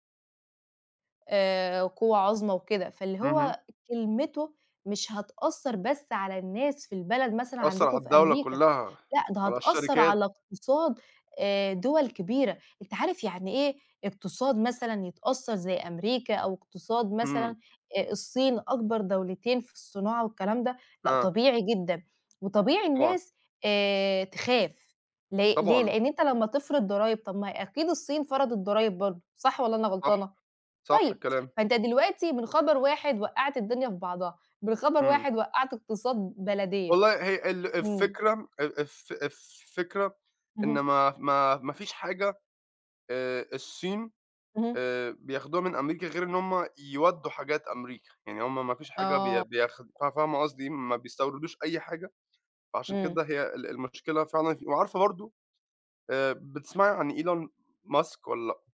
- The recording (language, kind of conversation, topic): Arabic, unstructured, إزاي الناس يقدروا يتأكدوا إن الأخبار اللي بيسمعوها صحيحة؟
- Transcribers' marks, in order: other background noise